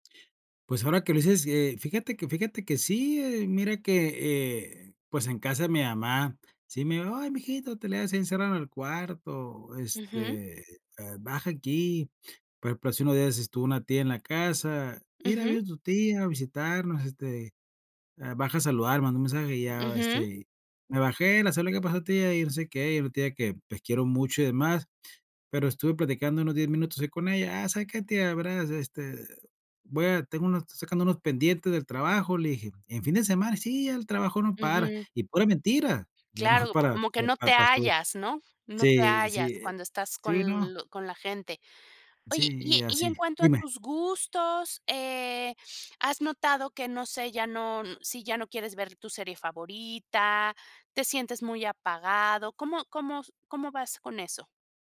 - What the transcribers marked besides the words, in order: background speech
- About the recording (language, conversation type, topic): Spanish, advice, ¿Cómo puedo reconectar con mi verdadera personalidad después de una ruptura?